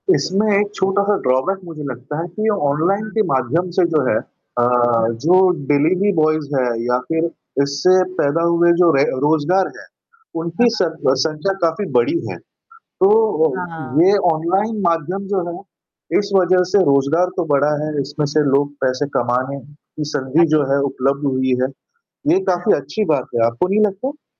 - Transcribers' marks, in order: static; in English: "ड्रॉबैक"; distorted speech; in English: "डिलीवरी बॉयज़"; unintelligible speech
- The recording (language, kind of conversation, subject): Hindi, unstructured, क्या आपको लगता है कि ऑनलाइन खरीदारी ने आपकी खरीदारी की आदतों में बदलाव किया है?